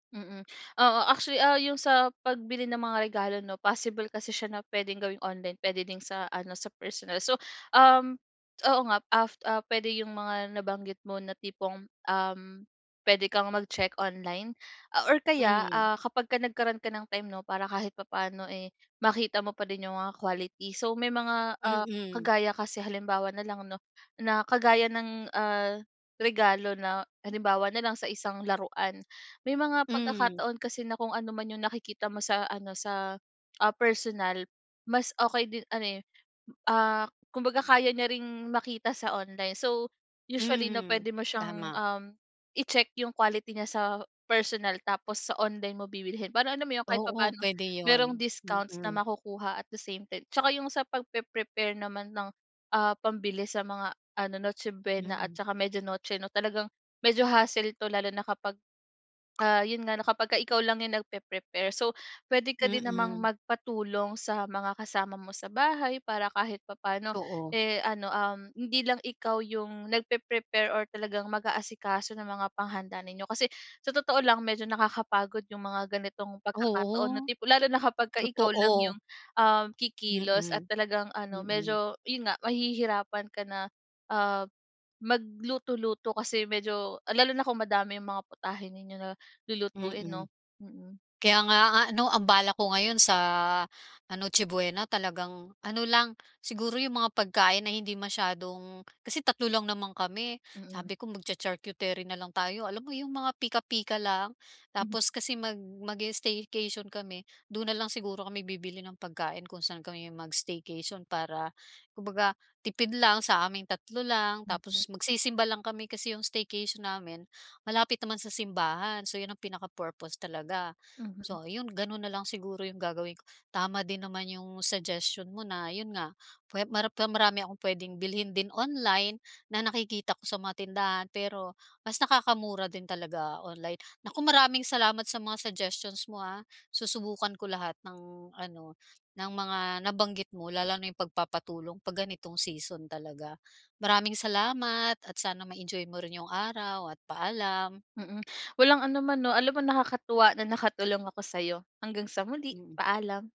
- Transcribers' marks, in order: tapping
- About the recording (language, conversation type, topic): Filipino, advice, Paano ko mapapamahalaan ang aking enerhiya araw-araw at malalaman kung pagod lang ako o naubos na ako?